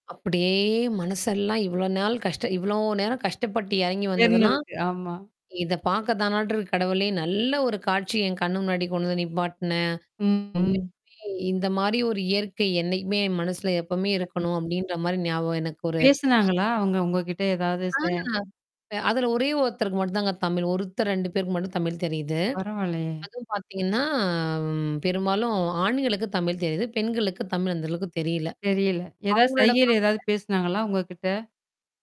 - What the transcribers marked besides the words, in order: static; mechanical hum; distorted speech; other noise; tapping; drawn out: "பார்த்தீங்கன்னா"
- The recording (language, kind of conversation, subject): Tamil, podcast, நீங்கள் இயற்கையுடன் முதல் முறையாக தொடர்பு கொண்ட நினைவு என்ன?